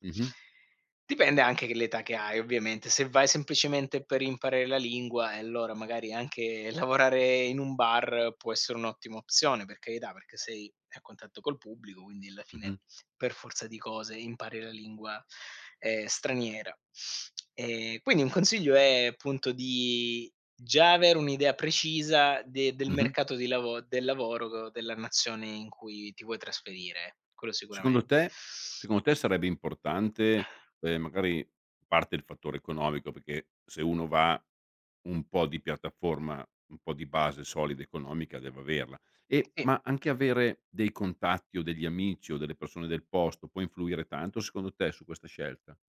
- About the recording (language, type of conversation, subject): Italian, podcast, Che consigli daresti a chi vuole cominciare oggi?
- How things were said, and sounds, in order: laughing while speaking: "lavorare"; other background noise; tapping